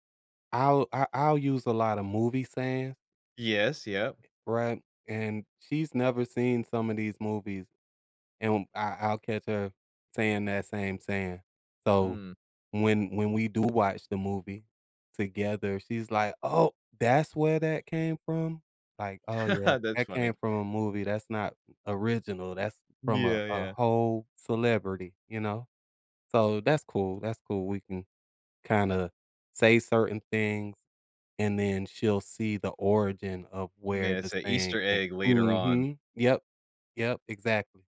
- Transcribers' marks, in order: chuckle; tapping
- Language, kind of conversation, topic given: English, unstructured, What’s a funny or odd habit you picked up from a partner or friend that stuck with you?